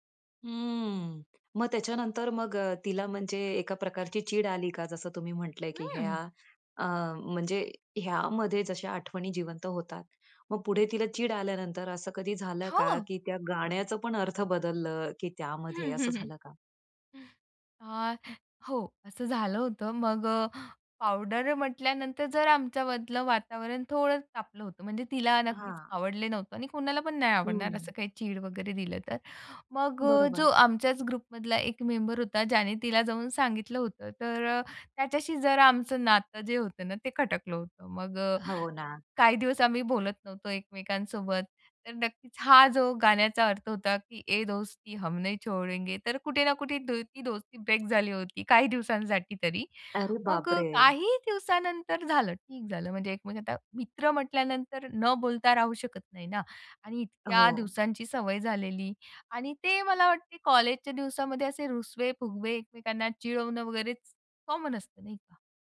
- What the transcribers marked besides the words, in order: other background noise; laughing while speaking: "हं, हं"; in English: "ग्रुपमधला"; tapping; in Hindi: "ए दोस्ती हम नहीं छोडेंगे"; in English: "कॉमन"
- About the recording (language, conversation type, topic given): Marathi, podcast, शाळा किंवा कॉलेजच्या दिवसांची आठवण करून देणारं तुमचं आवडतं गाणं कोणतं आहे?